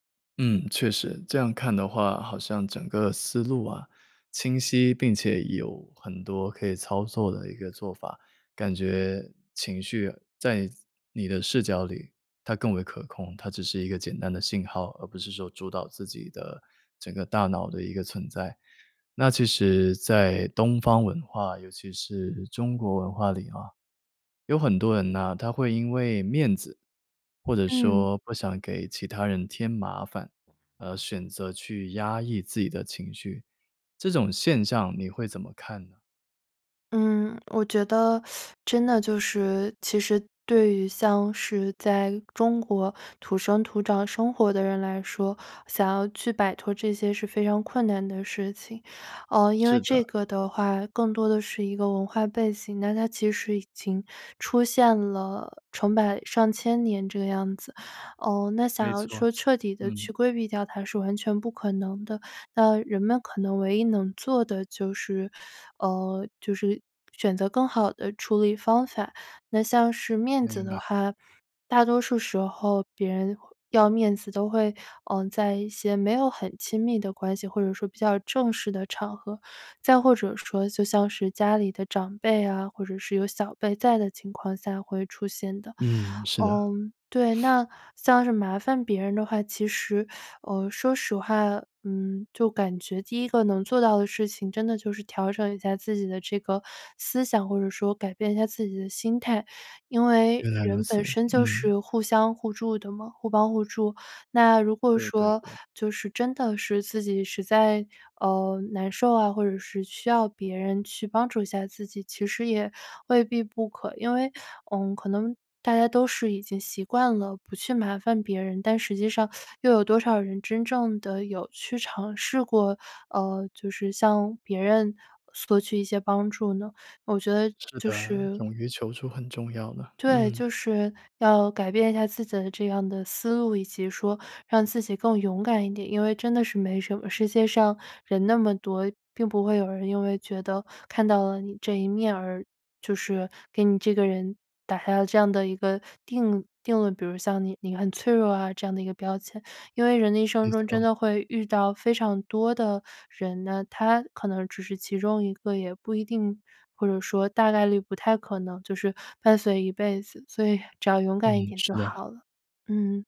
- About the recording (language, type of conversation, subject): Chinese, podcast, 你平时怎么处理突发的负面情绪？
- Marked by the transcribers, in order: teeth sucking; sniff; teeth sucking; laughing while speaking: "所以"